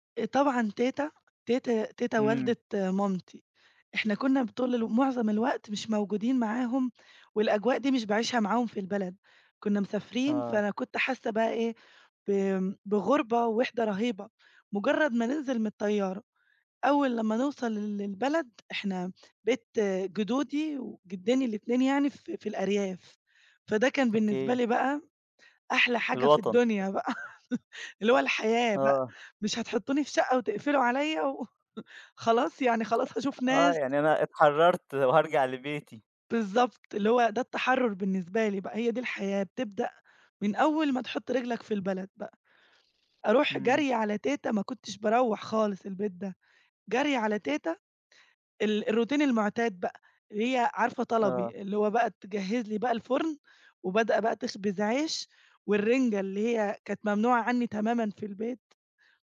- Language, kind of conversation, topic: Arabic, podcast, إيه ذكريات الطفولة المرتبطة بالأكل اللي لسه فاكراها؟
- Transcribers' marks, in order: tapping; chuckle; chuckle; in English: "الروتين"